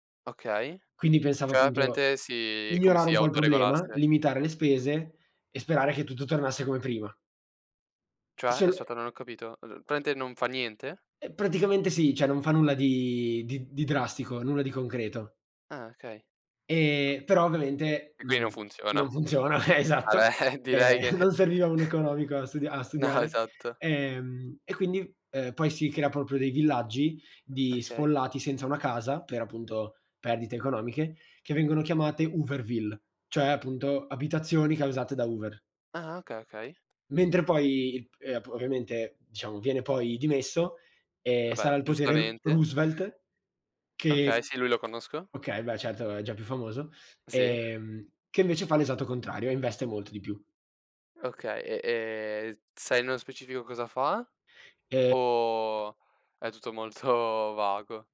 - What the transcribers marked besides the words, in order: "praticamente" said as "pramente"; "cioè" said as "ceh"; other background noise; chuckle; other noise; tapping; laughing while speaking: "molto"
- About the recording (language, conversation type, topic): Italian, unstructured, Qual è un evento storico che ti ha sempre incuriosito?